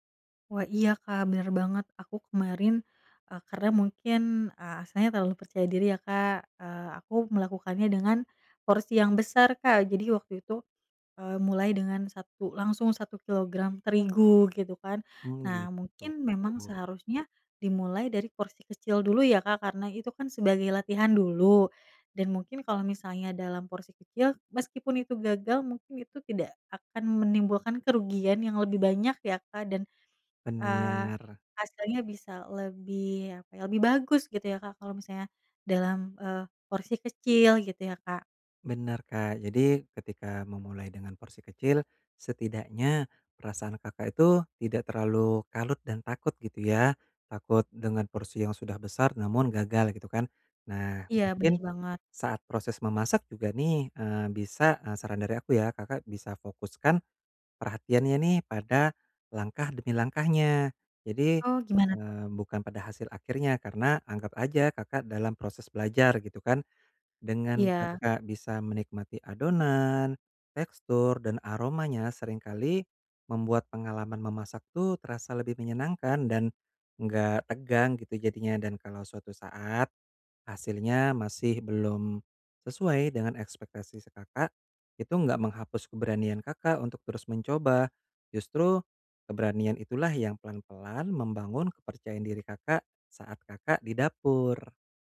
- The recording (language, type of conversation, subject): Indonesian, advice, Bagaimana cara mengurangi kecemasan saat mencoba resep baru agar lebih percaya diri?
- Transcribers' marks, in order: none